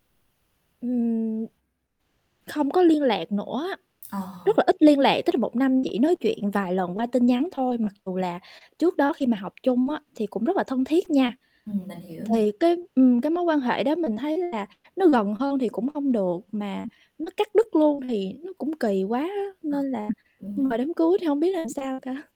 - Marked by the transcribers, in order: static; tapping; distorted speech
- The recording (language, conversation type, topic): Vietnamese, advice, Làm sao để từ chối lời mời một cách khéo léo mà không làm người khác phật lòng?